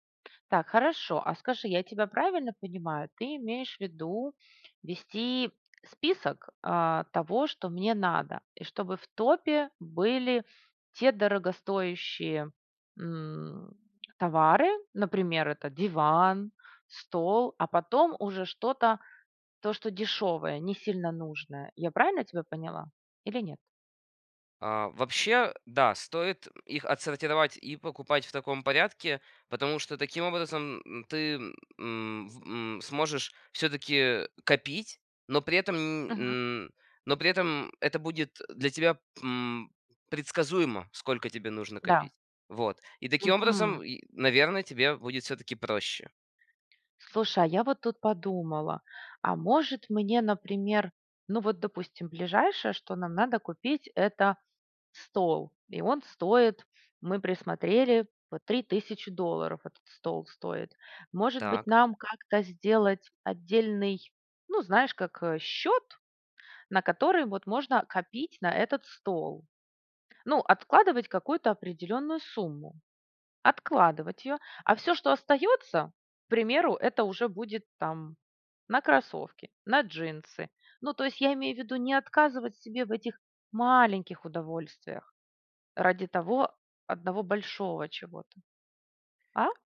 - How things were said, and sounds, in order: none
- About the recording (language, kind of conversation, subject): Russian, advice, Что вас тянет тратить сбережения на развлечения?